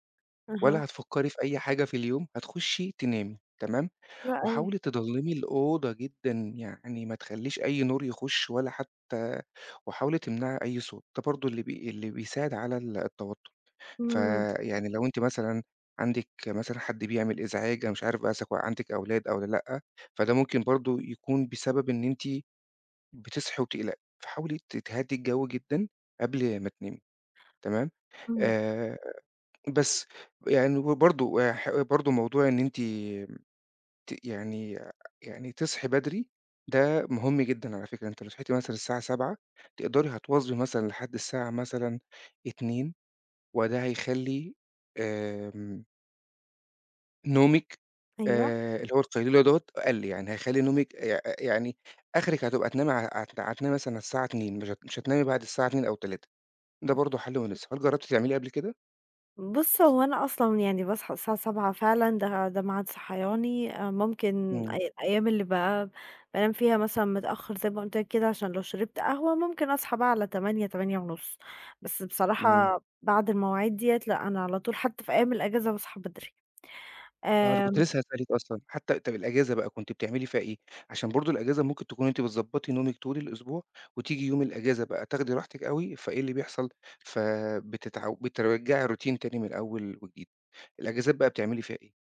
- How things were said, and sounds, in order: tapping; unintelligible speech; other background noise; in English: "الroutine"
- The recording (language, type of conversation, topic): Arabic, advice, إزاي القيلولات المتقطعة بتأثر على نومي بالليل؟